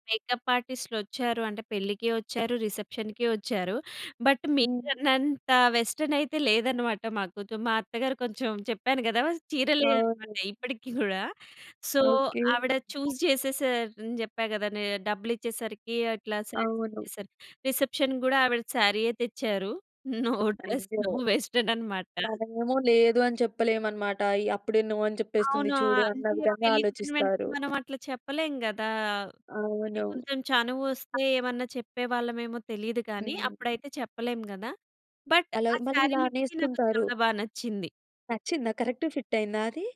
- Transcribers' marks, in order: in English: "మేకప్"; in English: "రిసెప్షన్‌కి"; in English: "బట్"; in English: "వెస్టర్న్"; chuckle; in English: "సో"; in English: "చూజ్"; other background noise; in English: "సారీస్"; in English: "రిసెప్షన్"; in English: "సారీయే"; laughing while speaking: "నో డ్రెస్, నో వెస్టర్న్ అనమాట"; in English: "నో డ్రెస్, నో వెస్టర్న్"; in English: "నో"; other noise; in English: "బట్"; in English: "సారీ"; in English: "కరెక్ట్‌గ ఫిట్"
- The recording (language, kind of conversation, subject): Telugu, podcast, వివాహ వేడుకల కోసం మీరు ఎలా సిద్ధమవుతారు?